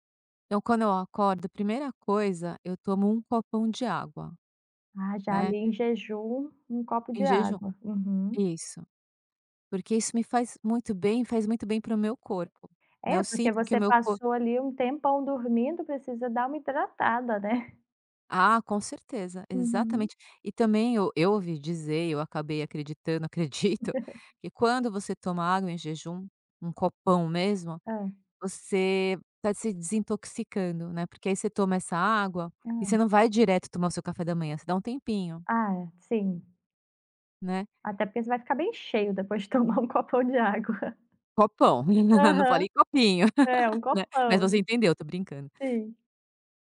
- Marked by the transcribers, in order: other background noise; laughing while speaking: "né"; laughing while speaking: "acredito"; chuckle; laughing while speaking: "não falei copinho"; laughing while speaking: "um copão de água"; laugh
- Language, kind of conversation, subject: Portuguese, podcast, Como você mantém equilíbrio entre aprender e descansar?